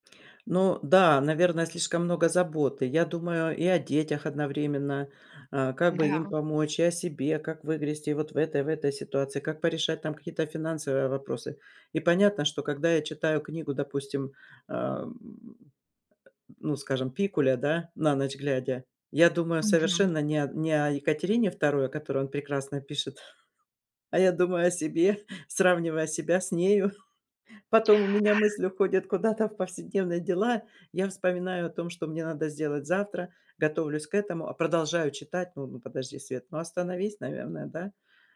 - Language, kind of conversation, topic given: Russian, advice, Как планировать рабочие блоки, чтобы дольше сохранять концентрацию?
- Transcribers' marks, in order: chuckle; chuckle